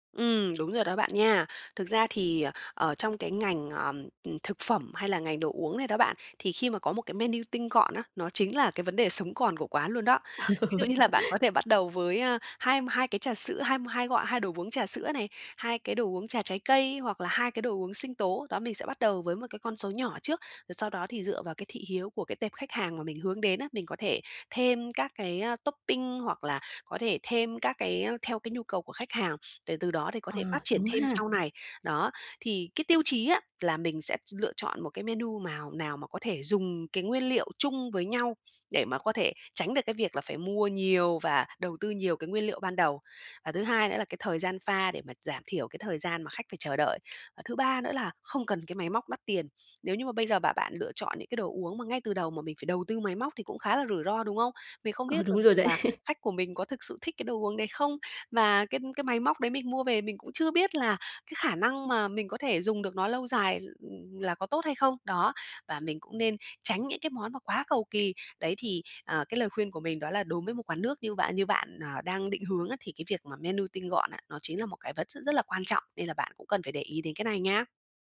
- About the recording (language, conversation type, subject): Vietnamese, advice, Làm sao bắt đầu khởi nghiệp khi không có nhiều vốn?
- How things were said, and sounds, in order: other background noise; laughing while speaking: "là bạn"; laughing while speaking: "Ờ, vậy hả?"; tapping; in English: "topping"; laughing while speaking: "đấy"